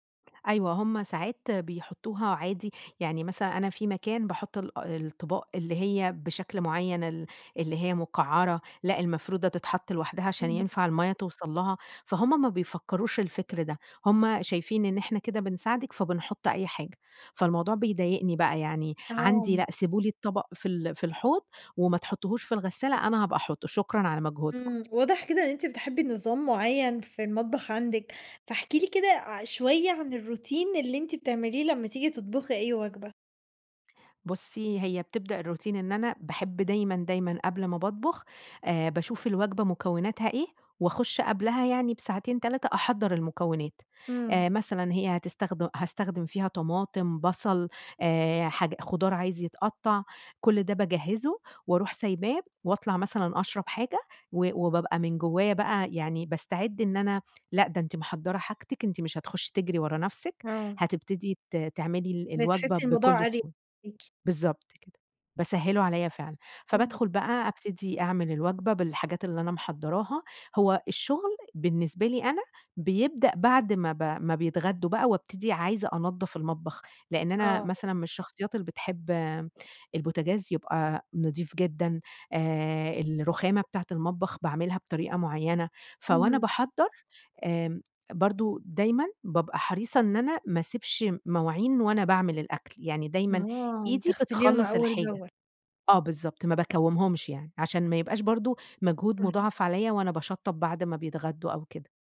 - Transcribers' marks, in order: tapping; in English: "الروتين"; in English: "الروتين"
- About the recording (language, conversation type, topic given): Arabic, podcast, ازاي تحافظي على ترتيب المطبخ بعد ما تخلصي طبخ؟